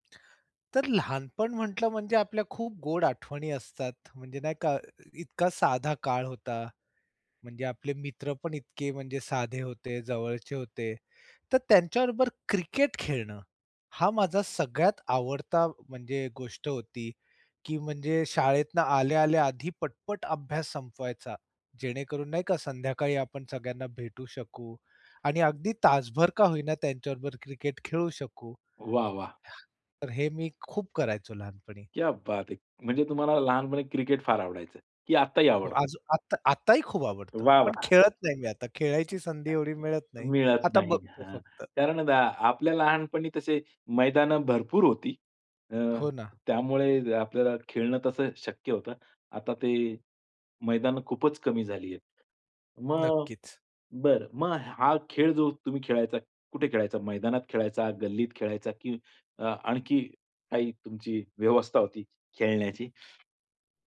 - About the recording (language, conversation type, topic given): Marathi, podcast, लहानपणी तुम्हाला सर्वात जास्त कोणता खेळ आवडायचा?
- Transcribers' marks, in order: other background noise; tapping; in Hindi: "क्या बात है"; unintelligible speech